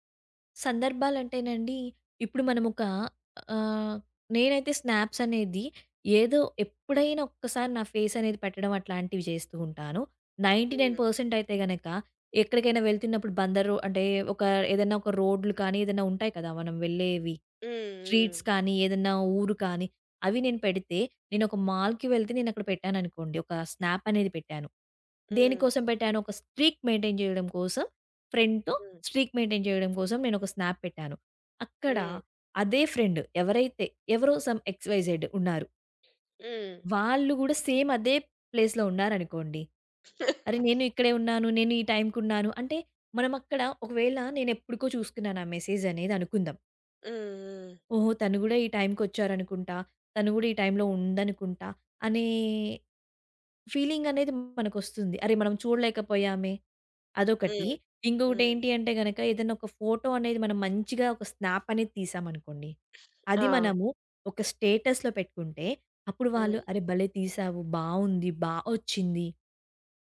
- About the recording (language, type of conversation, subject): Telugu, podcast, ఆన్‌లైన్‌లో పంచుకోవడం మీకు ఎలా అనిపిస్తుంది?
- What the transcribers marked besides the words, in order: in English: "స్నాప్స్"; in English: "ఫేస్"; other background noise; in English: "నైంటీనైన్ పర్సెంట్"; in English: "స్ట్రీట్స్"; in English: "మాల్‍కి"; in English: "స్నాప్"; in English: "స్ట్రీక్ మెయింటైన్"; in English: "ఫ్రెండ్‍తో స్ట్రీక్ మెయింటైన్"; in English: "స్నాప్"; in English: "ఫ్రెండ్"; in English: "సమ్ ఎక్స్, వై, జెడ్"; in English: "సేమ్"; in English: "ప్లేస్‍లో"; chuckle; in English: "మెసేజ్"; in English: "ఫీలింగ్"; in English: "స్నాప్"; in English: "స్టేటస్‍లో"